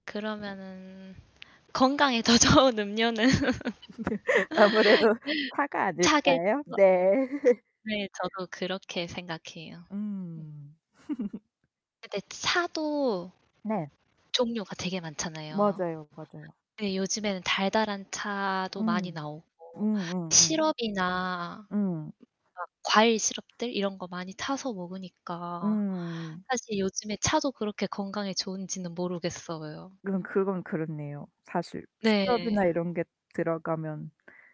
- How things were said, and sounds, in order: static; laughing while speaking: "더 좋은 음료는"; laugh; laughing while speaking: "아무래도 차가 아닐까요? 네"; laugh; distorted speech; laugh; other background noise; background speech
- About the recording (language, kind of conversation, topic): Korean, unstructured, 커피와 차 중 어떤 음료를 더 선호하시나요?